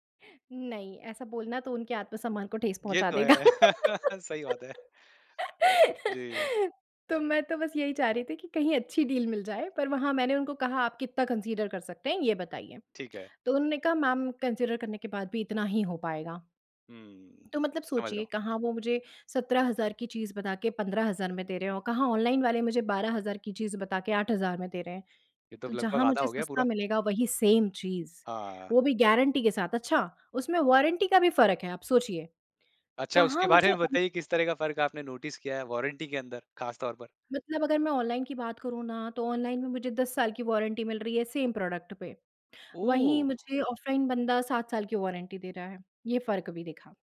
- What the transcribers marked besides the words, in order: chuckle; laugh; in English: "डील"; in English: "कन्सिडर"; in English: "कन्सिडर"; in English: "सेम"; in English: "गारंटी"; in English: "वारंटी"; in English: "नोटिस"; in English: "वारंटी"; in English: "वारंटी"; in English: "सेम प्रोडक्ट"; in English: "वारंटी"
- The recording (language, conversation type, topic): Hindi, podcast, ऑनलाइन खरीदारी का आपका सबसे यादगार अनुभव क्या रहा?